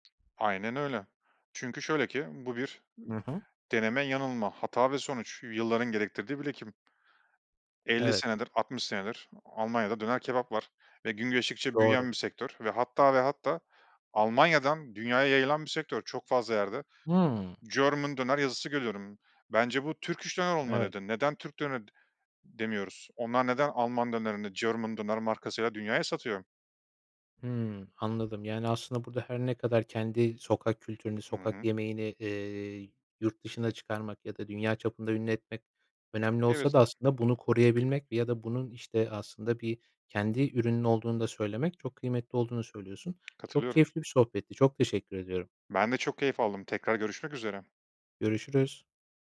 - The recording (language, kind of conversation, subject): Turkish, podcast, Sokak yemekleri bir ülkeye ne katar, bu konuda ne düşünüyorsun?
- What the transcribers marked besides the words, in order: tapping; other background noise; in English: "German"; in English: "Turkish"; in English: "German"